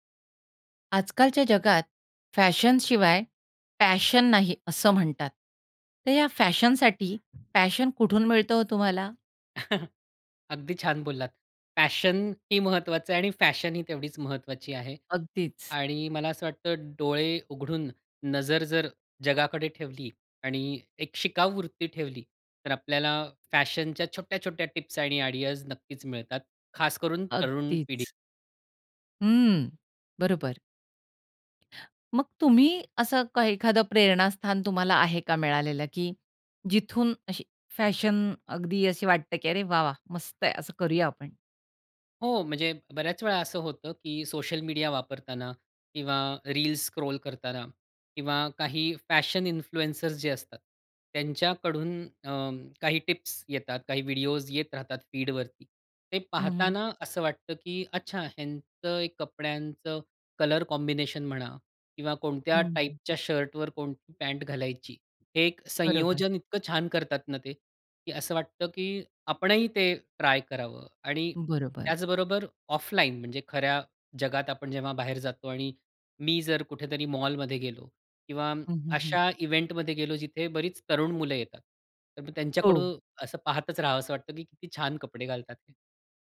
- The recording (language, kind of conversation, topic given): Marathi, podcast, फॅशनसाठी तुम्हाला प्रेरणा कुठून मिळते?
- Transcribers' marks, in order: in English: "पॅशन"; in English: "पॅशन"; chuckle; in English: "पॅशन"; in English: "आयडियाज"; in English: "रील्स स्क्रॉल"; in English: "फॅशन इन्फ्लुअन्सर्स"; in English: "फीड"; in English: "कॉम्बिनेशन"; other background noise; in English: "ऑफलाईन"; in English: "इव्हेंटमध्ये"